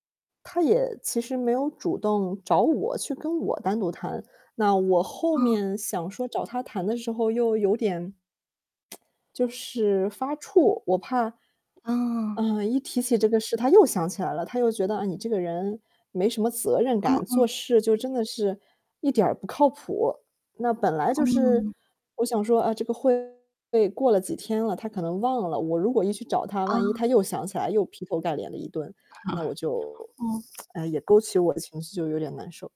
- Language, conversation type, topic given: Chinese, advice, 你通常如何接受并回应他人的批评和反馈？
- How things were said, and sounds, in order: tsk; distorted speech; other background noise; static; chuckle; tsk